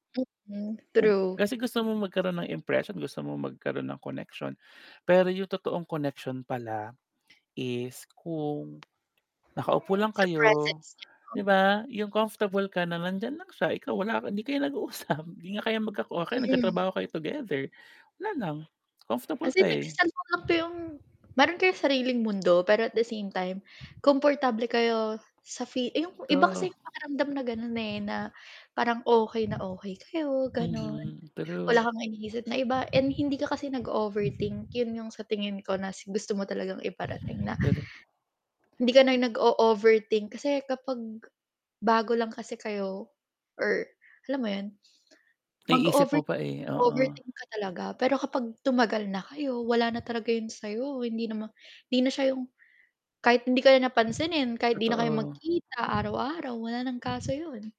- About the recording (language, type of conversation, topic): Filipino, unstructured, Paano mo hinaharap ang pagkabigo sa mga relasyon?
- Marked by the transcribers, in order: static; distorted speech; other background noise; tapping; other noise; laughing while speaking: "nag-uusap"; wind